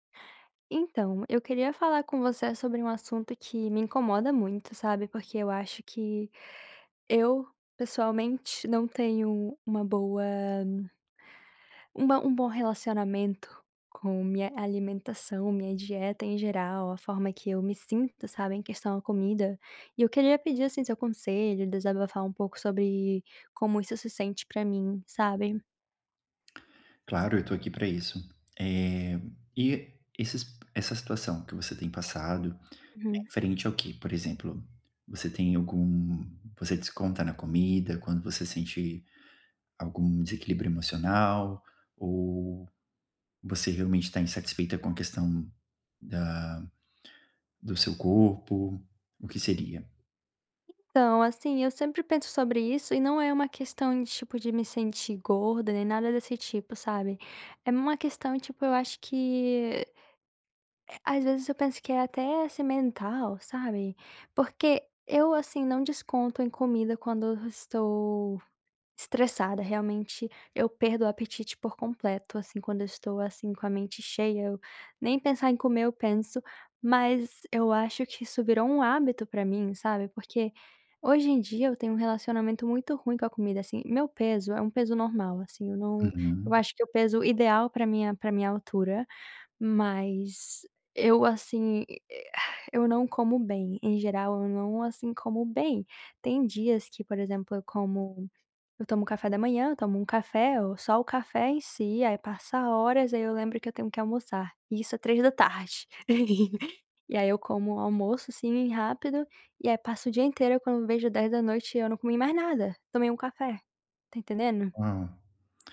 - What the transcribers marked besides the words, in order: tapping; "perco" said as "perdo"; exhale; laugh
- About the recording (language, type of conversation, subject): Portuguese, advice, Como posso saber se a fome que sinto é emocional ou física?